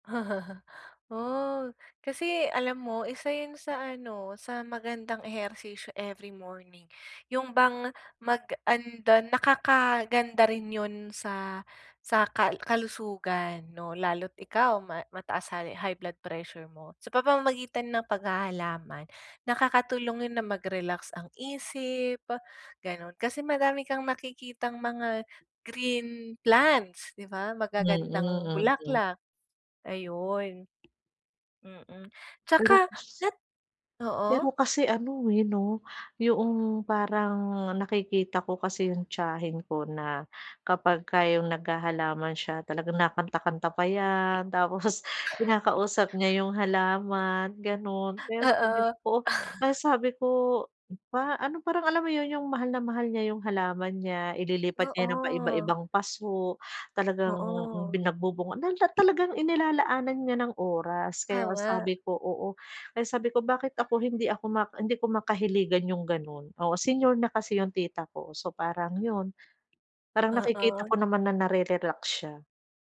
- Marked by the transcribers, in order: laugh; stressed: "ikaw"; stressed: "plants"; "yung" said as "yuong"; tapping; chuckle; other background noise; chuckle
- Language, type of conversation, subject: Filipino, advice, Paano ko malalampasan ang pagkaplató o pag-udlot ng pag-unlad ko sa ehersisyo?